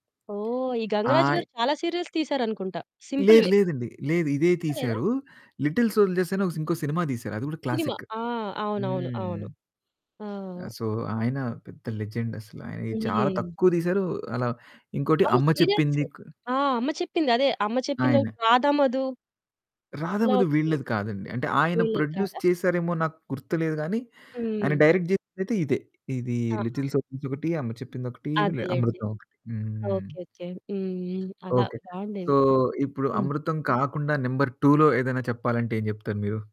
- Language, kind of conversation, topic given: Telugu, podcast, పాత టెలివిజన్ ధారావాహికలు మీ మనసులో ఎందుకు అంతగా నిలిచిపోయాయి?
- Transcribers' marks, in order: static; in English: "సీరియల్స్"; in English: "క్లాసిక్"; other background noise; in English: "సో"; in English: "లెజెండ్"; in English: "సీరియల్స్"; in English: "ప్రొడ్యూస్"; in English: "డైరెక్ట్"; distorted speech; unintelligible speech; in English: "సో"; in English: "నంబర్ టూలో"